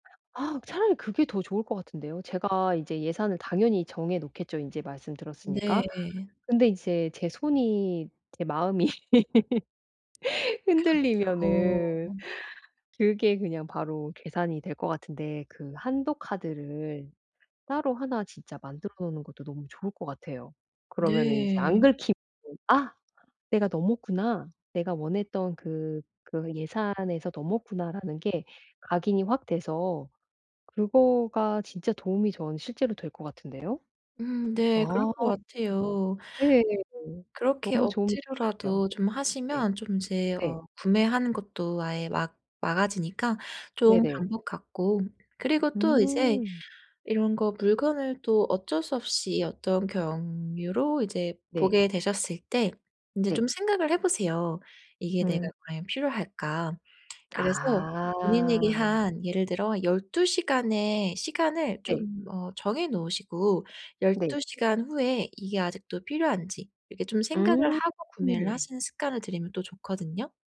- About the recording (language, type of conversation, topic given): Korean, advice, 충동구매를 줄이고 물건을 간소화하려면 오늘 무엇부터 시작하면 좋을까요?
- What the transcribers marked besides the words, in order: other background noise; laugh; tapping; unintelligible speech